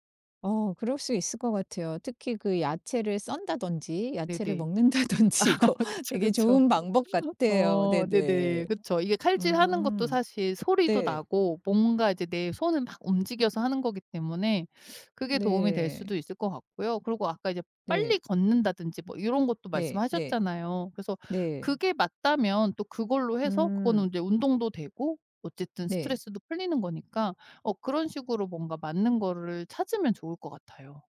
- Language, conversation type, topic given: Korean, advice, 스트레스 받을 때 과자를 폭식하는 습관 때문에 죄책감이 드는 이유는 무엇인가요?
- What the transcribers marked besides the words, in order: laughing while speaking: "아 그쵸, 그쵸"; laughing while speaking: "먹는다든지 이거"; other background noise; tapping